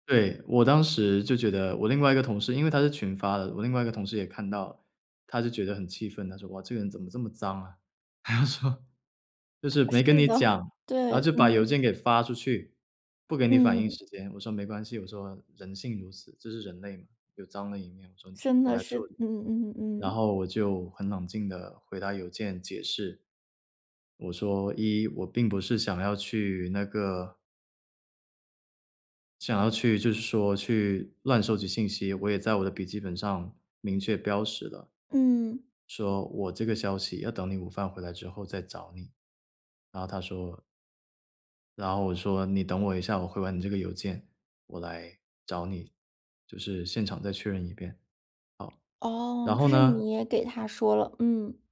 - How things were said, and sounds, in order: other background noise; laughing while speaking: "他说"
- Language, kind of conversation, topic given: Chinese, podcast, 团队里出现分歧时你会怎么处理？